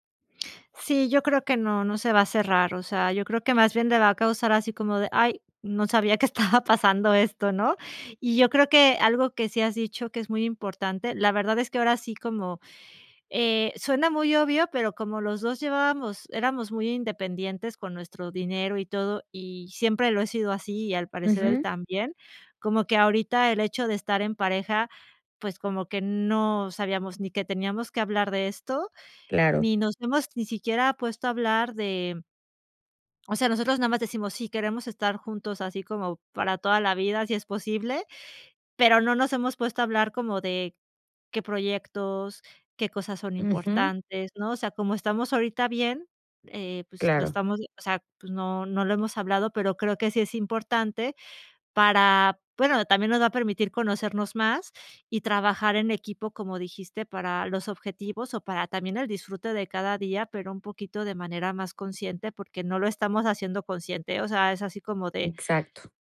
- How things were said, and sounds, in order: laughing while speaking: "estaba"
- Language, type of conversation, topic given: Spanish, advice, ¿Cómo puedo hablar con mi pareja sobre nuestras diferencias en la forma de gastar dinero?
- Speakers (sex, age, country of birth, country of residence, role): female, 30-34, Mexico, Mexico, advisor; female, 40-44, Mexico, Spain, user